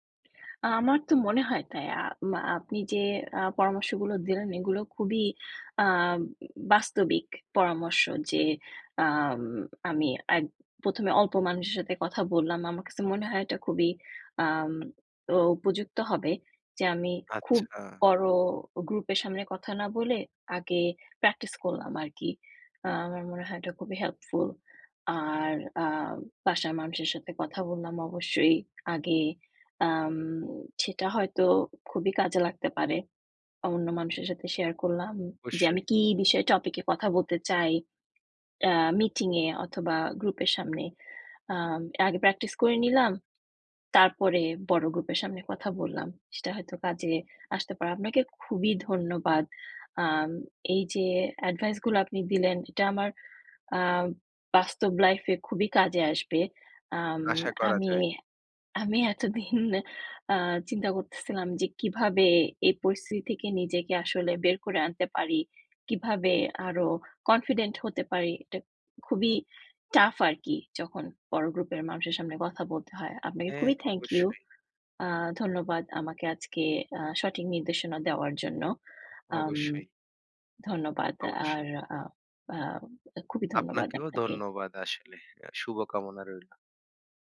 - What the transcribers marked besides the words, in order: other background noise; tapping; laughing while speaking: "এতদিন"
- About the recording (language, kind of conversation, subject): Bengali, advice, উপস্থাপনার সময় ভয় ও উত্তেজনা কীভাবে কমিয়ে আত্মবিশ্বাস বাড়াতে পারি?